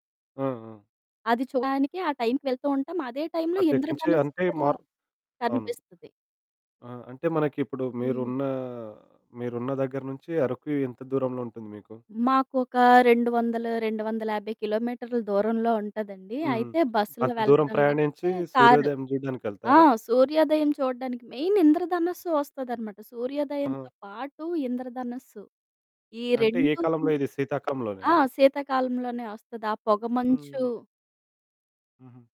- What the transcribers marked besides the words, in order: distorted speech; in English: "మెయిన్"; static; tapping
- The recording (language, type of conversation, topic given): Telugu, podcast, సూర్యోదయాన్ని చూడాలనుకున్నప్పుడు మీకు ఏమి అనిపిస్తుంది?